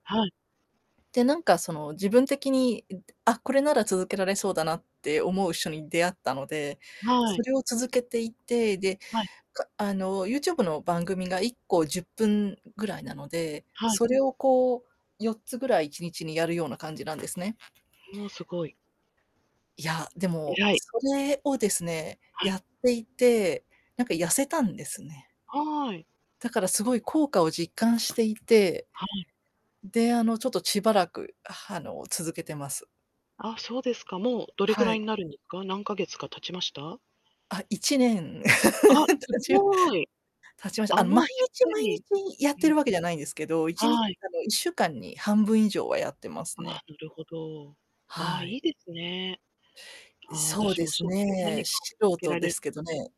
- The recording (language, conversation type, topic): Japanese, unstructured, 運動を始めるきっかけは何ですか？
- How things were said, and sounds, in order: static; other background noise; distorted speech; laugh